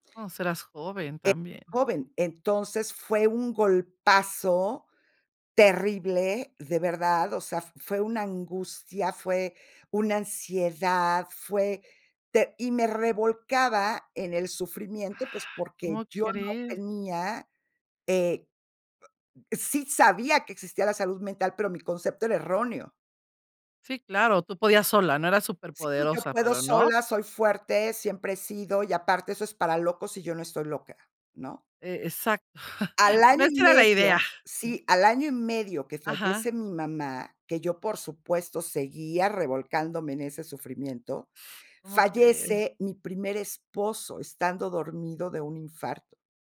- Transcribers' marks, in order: stressed: "golpazo"; exhale; chuckle; laughing while speaking: "No, esa era la idea"
- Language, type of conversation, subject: Spanish, podcast, ¿Cuándo decides pedir ayuda profesional en lugar de a tus amigos?